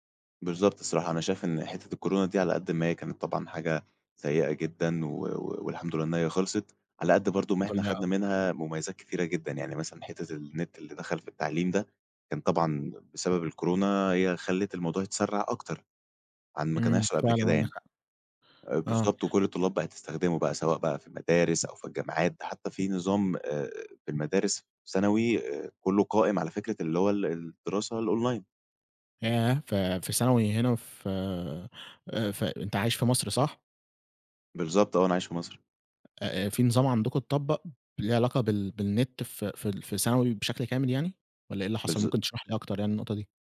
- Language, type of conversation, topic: Arabic, podcast, إيه رأيك في دور الإنترنت في التعليم دلوقتي؟
- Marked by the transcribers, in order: unintelligible speech; in English: "الأونلاين"; tapping